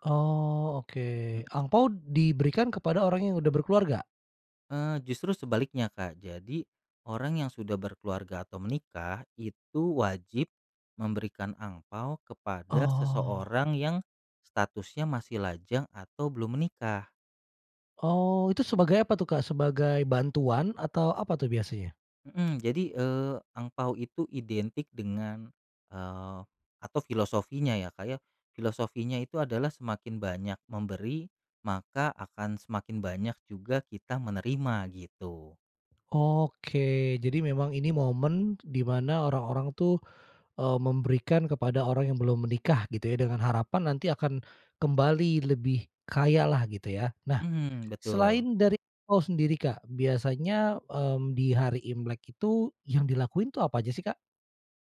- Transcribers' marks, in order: drawn out: "Oke"
- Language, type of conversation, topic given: Indonesian, podcast, Ceritakan tradisi keluarga apa yang diwariskan dari generasi ke generasi dalam keluargamu?